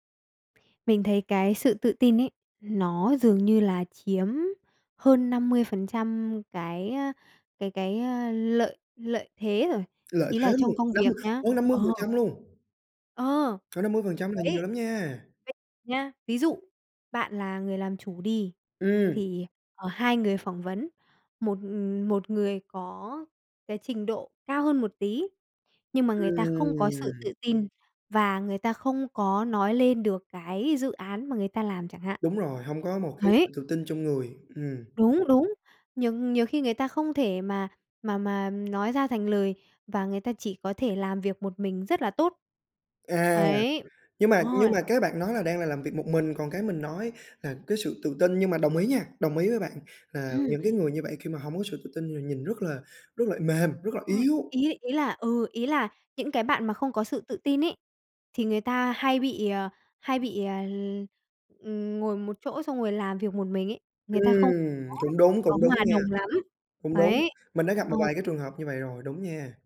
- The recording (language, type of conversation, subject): Vietnamese, podcast, Điều gì giúp bạn xây dựng sự tự tin?
- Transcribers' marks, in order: other background noise